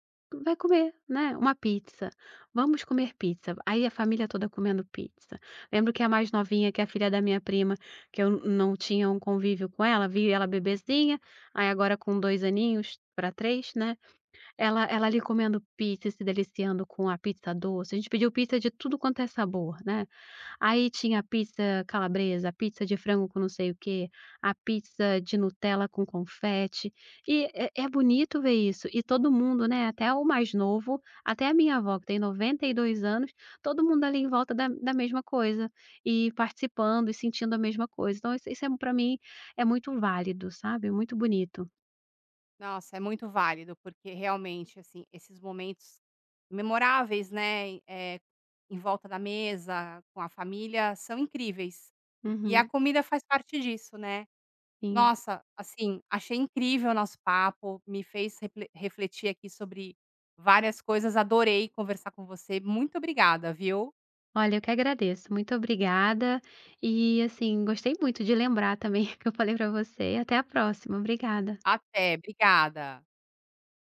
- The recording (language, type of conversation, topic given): Portuguese, podcast, Como a comida influencia a sensação de pertencimento?
- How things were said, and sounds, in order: tapping; chuckle